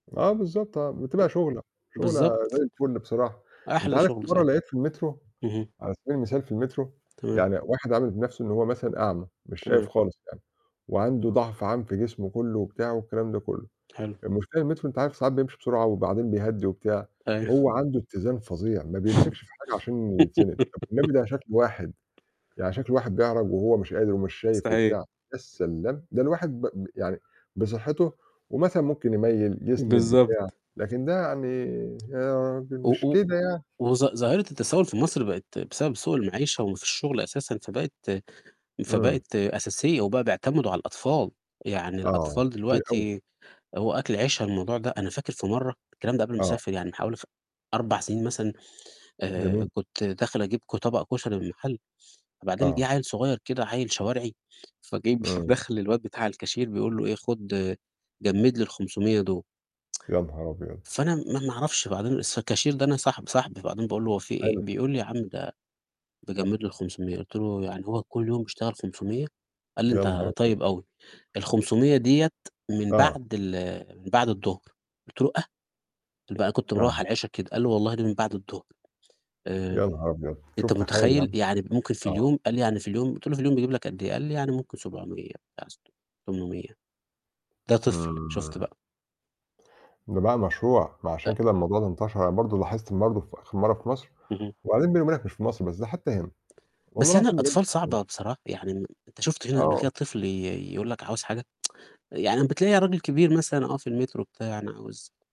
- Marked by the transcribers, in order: static; distorted speech; laughing while speaking: "أيوه"; other background noise; laugh; tapping; tsk; unintelligible speech; unintelligible speech; tsk
- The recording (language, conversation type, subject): Arabic, unstructured, إيه إحساسك تجاه الأطفال اللي عايشين في الشوارع؟